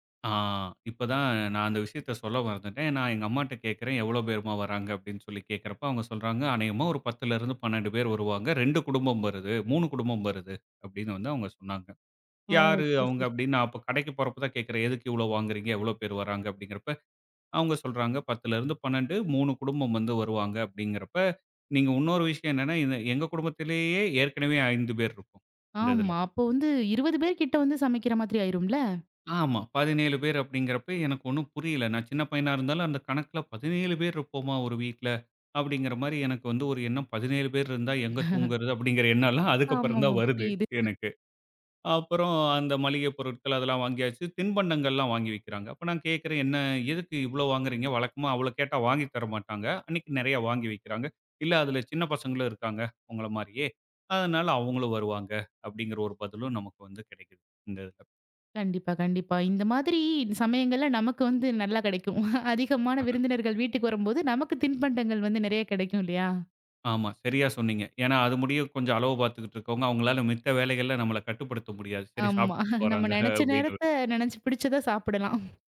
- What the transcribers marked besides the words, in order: laugh; chuckle; snort; laughing while speaking: "ஆமா, நம்ம நெனைச்ச நேரத்த நெனைச்சு பிடிச்சத சாப்டலாம்"; laughing while speaking: "சரி சாப்ட்டுட்டு போறாங்க அப்டின்னு"
- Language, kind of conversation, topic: Tamil, podcast, வீட்டில் விருந்தினர்கள் வரும்போது எப்படி தயாராக வேண்டும்?